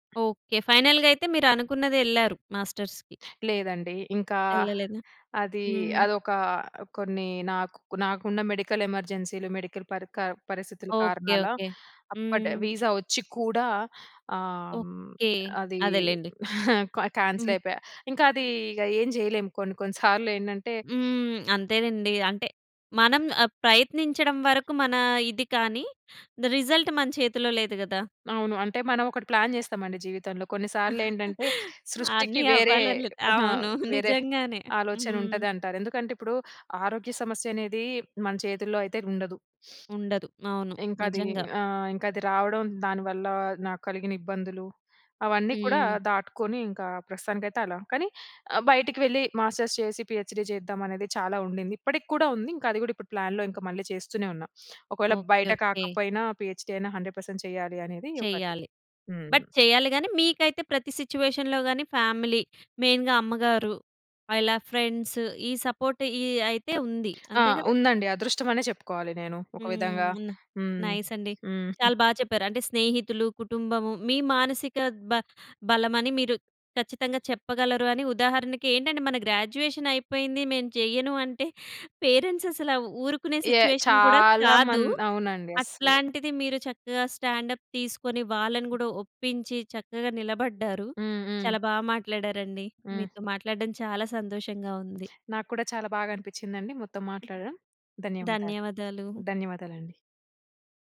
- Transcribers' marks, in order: in English: "ఫైనల్‌గా"; in English: "మాస్టర్స్‌కి"; in English: "మెడికల్"; in English: "మెడికల్"; chuckle; in English: "క్యాన్సిల్"; in English: "రిజల్ట్"; in English: "ప్లాన్"; giggle; sniff; in English: "మాస్టర్స్"; in English: "పీఎచ్డీ"; in English: "ప్లాన్‌లో"; sniff; in English: "పీఎచ్డీ"; in English: "హండ్రెడ్ పర్సెంట్"; in English: "బట్"; in English: "సిట్యుయేషన్‌లో"; in English: "ఫ్యామిలీ, మెయిన్‌గా"; in English: "ఫ్రెండ్స్"; in English: "సపోర్ట్"; tapping; in English: "నైస్"; in English: "గ్రాడ్యుయేషన్"; in English: "పేరెంట్స్"; in English: "సిట్యుయేషన్"; in English: "స్టాండ్ అప్"
- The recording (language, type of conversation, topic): Telugu, podcast, స్నేహితులు, కుటుంబంతో కలిసి ఉండటం మీ మానసిక ఆరోగ్యానికి ఎలా సహాయపడుతుంది?